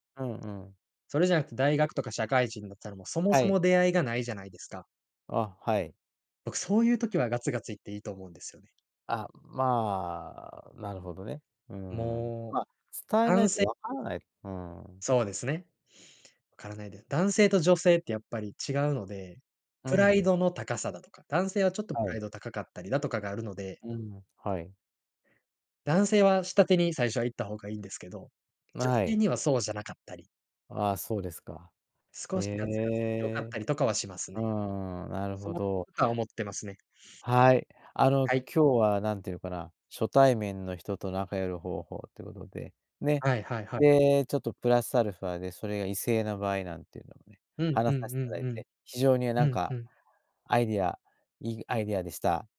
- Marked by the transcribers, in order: other background noise; "仲良くなる" said as "仲よる"
- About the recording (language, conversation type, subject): Japanese, podcast, 初対面の人と自然に打ち解けるには、どうすればいいですか？